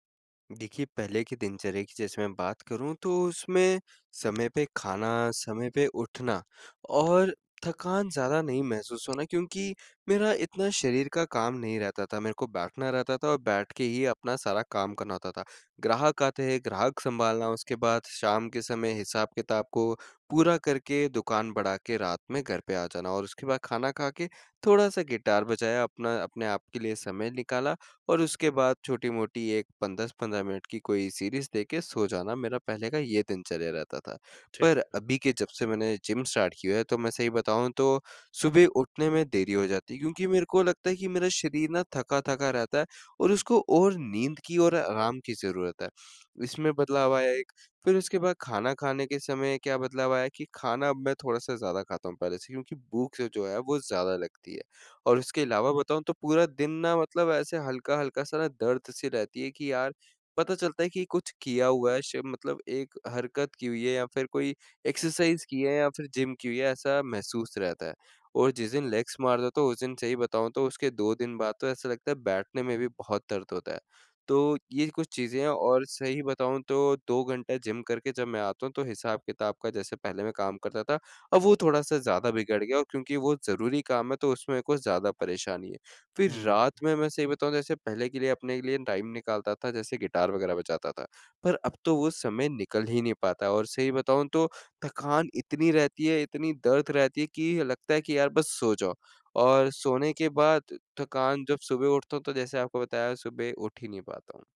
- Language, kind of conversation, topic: Hindi, advice, दिनचर्या में अचानक बदलाव को बेहतर तरीके से कैसे संभालूँ?
- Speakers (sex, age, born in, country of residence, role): male, 20-24, India, India, advisor; male, 20-24, India, India, user
- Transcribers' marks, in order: tapping; in English: "स्टार्ट"; other background noise; in English: "एक्सरसाइज़"; in English: "लेग्स"; in English: "टाइम"